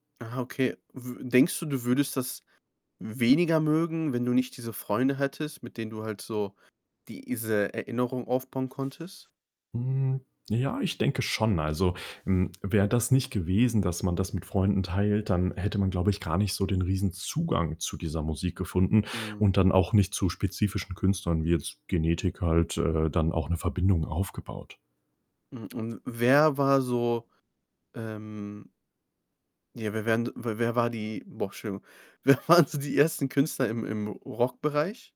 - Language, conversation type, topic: German, podcast, Welche Musik hat dich als Teenager geprägt?
- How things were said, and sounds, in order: other background noise; "Entschuldigung" said as "Schuldigung"; laughing while speaking: "Wer waren"